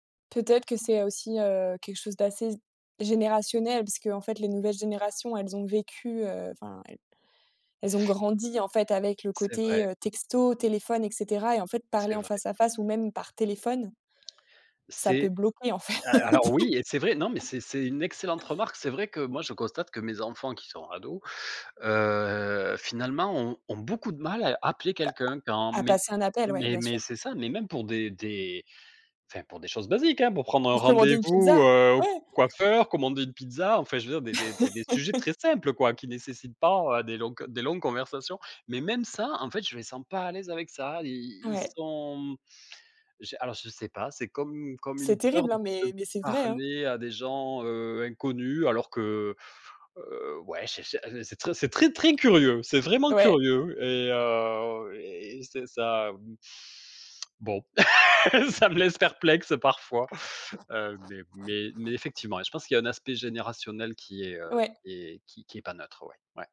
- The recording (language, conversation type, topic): French, podcast, Préférez-vous parler en face à face ou par écrit, et pourquoi ?
- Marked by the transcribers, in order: laughing while speaking: "bloquer en fait"; other background noise; tapping; laugh; laughing while speaking: "ça me laisse perplexe parfois"